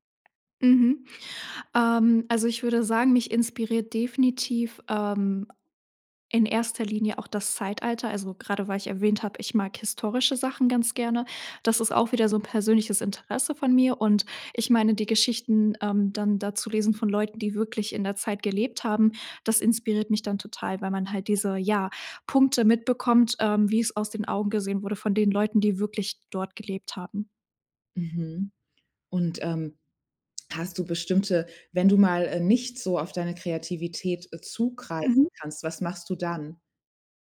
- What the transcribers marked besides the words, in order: other background noise
- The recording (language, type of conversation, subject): German, podcast, Wie stärkst du deine kreative Routine im Alltag?